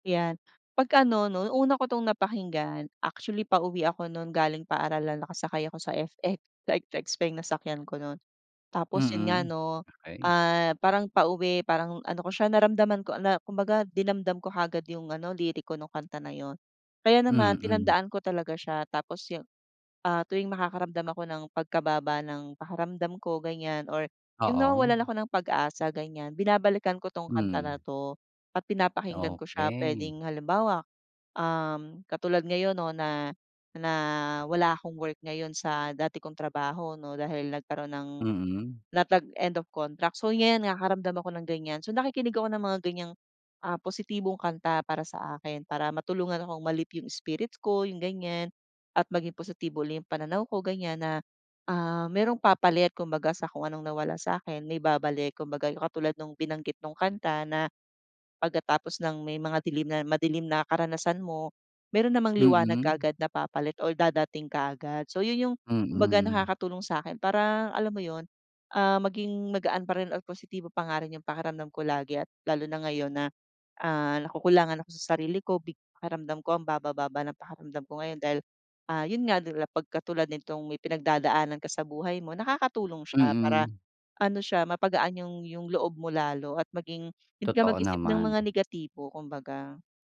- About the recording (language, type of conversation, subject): Filipino, podcast, Anong kanta ang nagbibigay sa iyo ng lakas o inspirasyon, at bakit?
- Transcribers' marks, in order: none